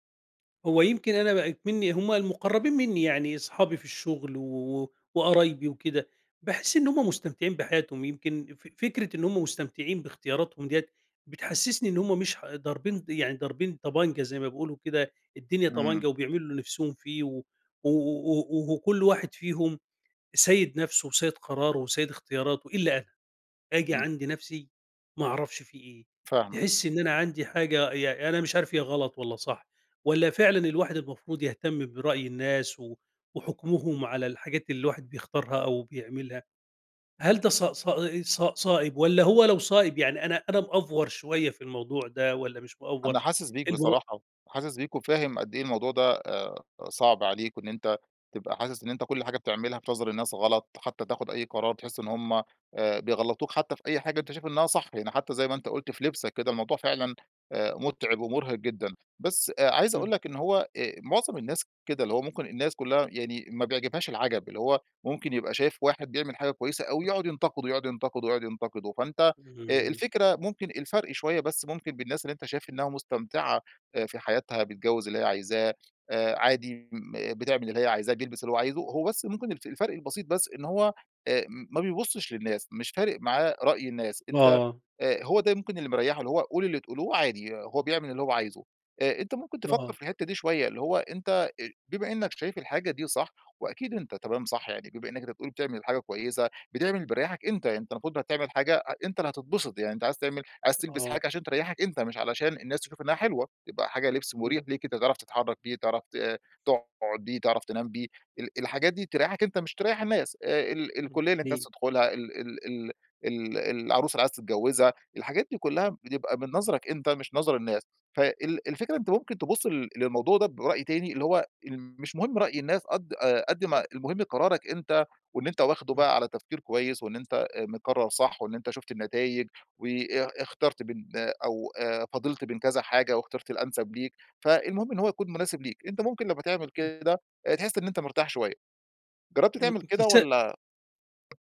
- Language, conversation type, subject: Arabic, advice, إزاي أتعامل مع قلقي من إن الناس تحكم على اختياراتي الشخصية؟
- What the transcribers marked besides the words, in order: in English: "مأفور"; tapping; in English: "مأفور"; other background noise; unintelligible speech